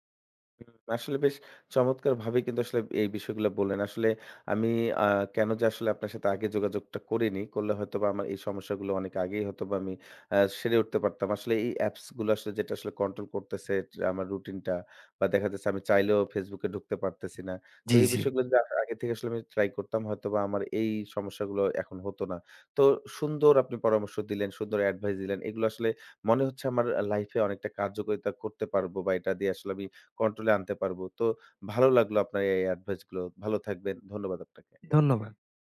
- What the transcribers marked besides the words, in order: none
- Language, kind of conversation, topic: Bengali, advice, সোশ্যাল মিডিয়া ও ফোনের কারণে বারবার মনোযোগ ভেঙে গিয়ে আপনার কাজ থেমে যায় কেন?